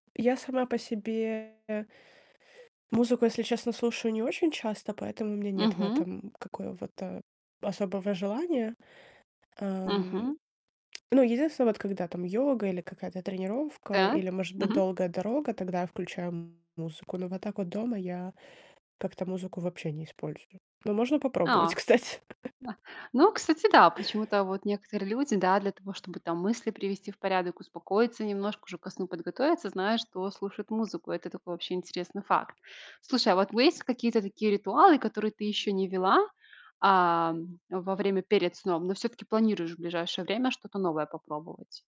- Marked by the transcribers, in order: distorted speech; "какого-то" said as "какоево-то"; chuckle; laughing while speaking: "кстати"; laugh; tapping
- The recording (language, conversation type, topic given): Russian, podcast, Какие у вас вечерние ритуалы перед сном?